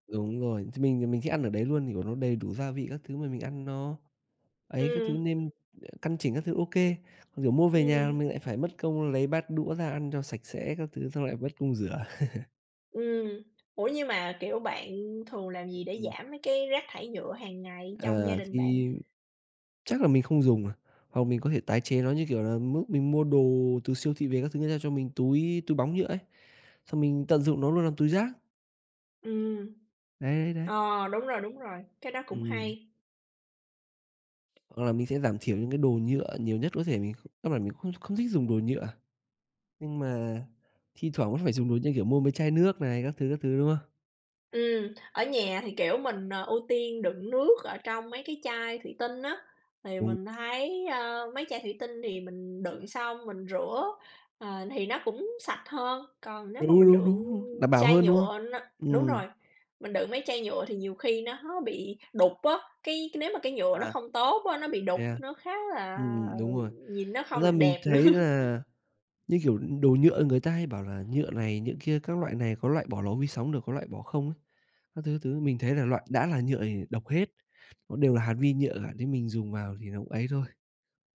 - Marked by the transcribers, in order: tapping; other noise; laugh; laughing while speaking: "nữa"
- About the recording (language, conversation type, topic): Vietnamese, unstructured, Chúng ta nên làm gì để giảm rác thải nhựa hằng ngày?